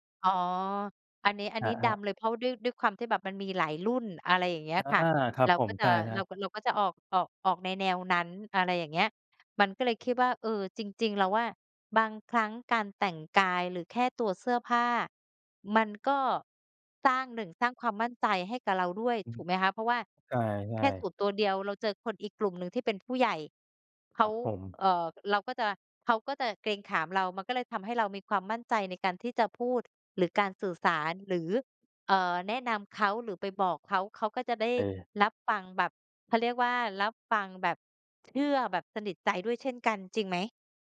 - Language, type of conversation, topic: Thai, unstructured, คุณชอบแสดงความเป็นตัวเองผ่านการแต่งตัวแบบไหนมากที่สุด?
- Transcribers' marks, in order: none